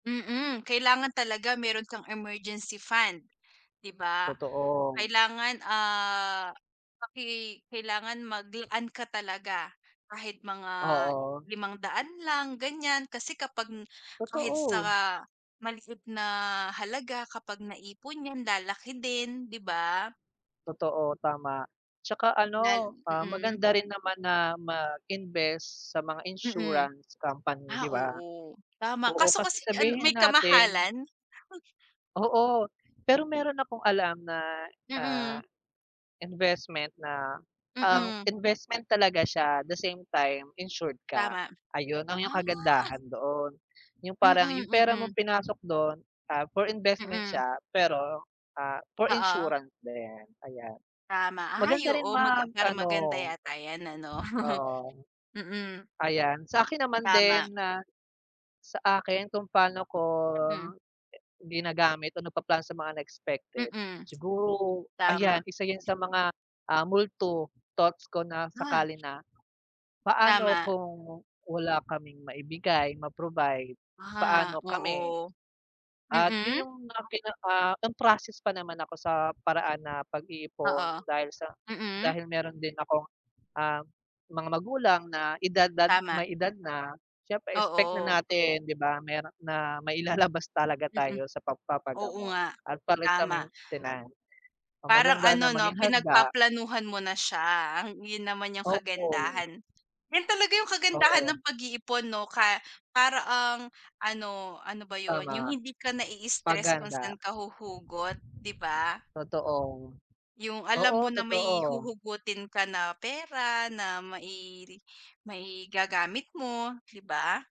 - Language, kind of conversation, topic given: Filipino, unstructured, Paano mo nilalaan ang buwanang badyet mo, at ano ang mga simpleng paraan para makapag-ipon araw-araw?
- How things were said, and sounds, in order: other background noise; other noise; tapping; laugh; wind